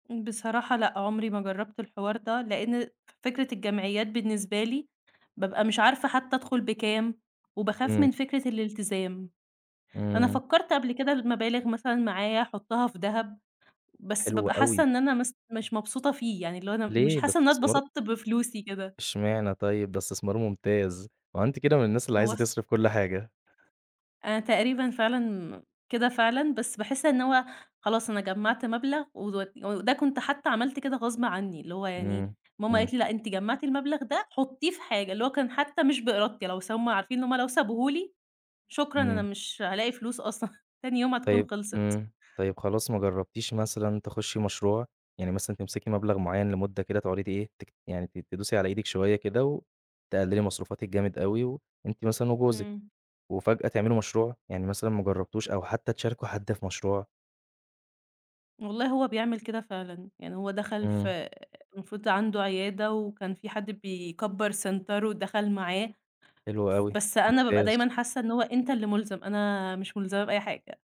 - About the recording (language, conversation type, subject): Arabic, advice, إزاي أقدر أتعامل مع قلقي المستمر من الفلوس ومستقبلي المالي؟
- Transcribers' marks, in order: laughing while speaking: "أصلًا"; in English: "سنتر"